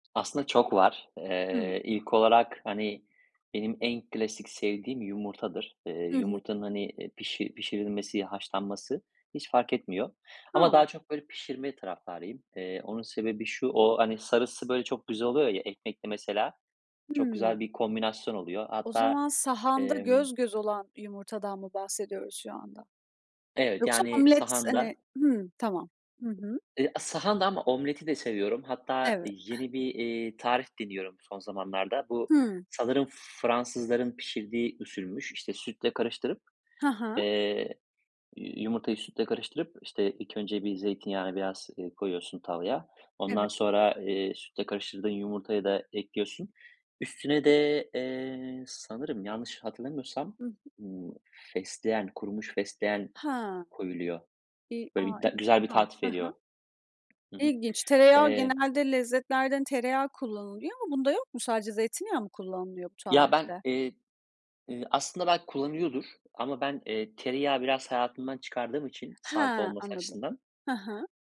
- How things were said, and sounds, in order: other background noise; scoff; unintelligible speech
- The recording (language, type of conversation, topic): Turkish, podcast, Kahvaltıda vazgeçemediğin şeyler neler ve neden?